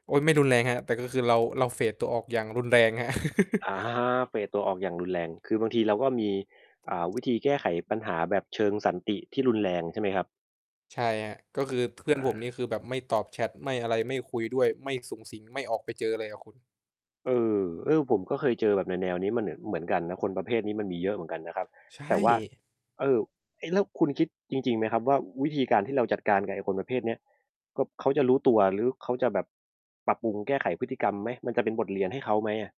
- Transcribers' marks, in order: distorted speech; in English: "เฟด"; laughing while speaking: "ครับ"; laugh; in English: "เฟด"; static
- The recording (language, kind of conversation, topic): Thai, unstructured, คุณคิดว่าเรื่องราวในอดีตที่คนชอบหยิบมาพูดซ้ำๆ บ่อยๆ น่ารำคาญไหม?